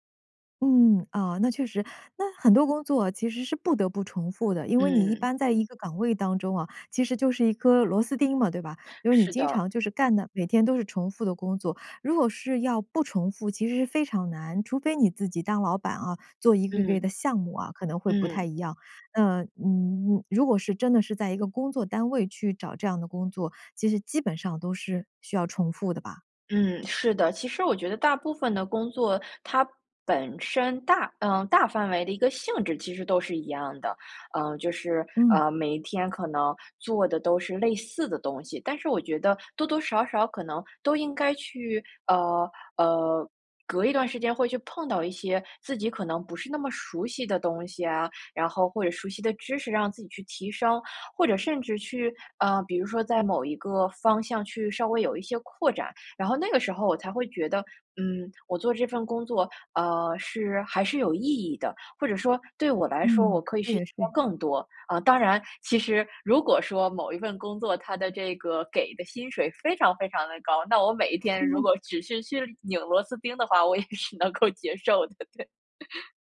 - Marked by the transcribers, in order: laugh; other background noise; laughing while speaking: "我也是能够接受的，对"; chuckle
- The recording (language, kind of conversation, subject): Chinese, podcast, 你通常怎么决定要不要换一份工作啊？